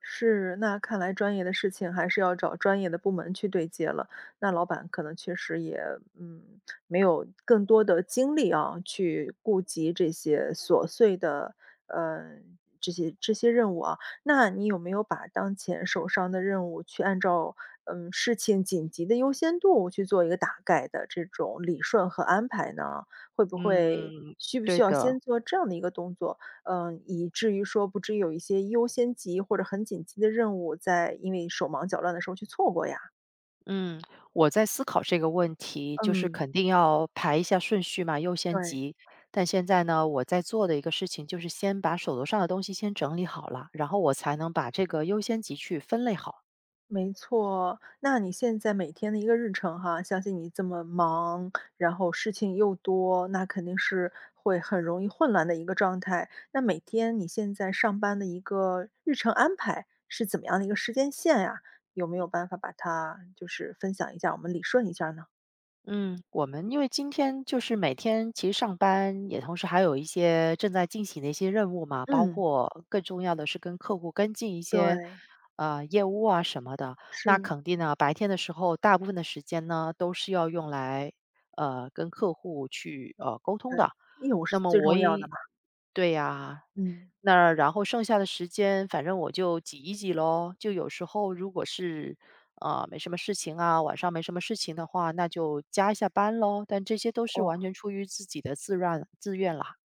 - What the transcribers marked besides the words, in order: tapping; other background noise
- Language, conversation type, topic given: Chinese, advice, 同时处理太多任务导致效率低下时，我该如何更好地安排和完成这些任务？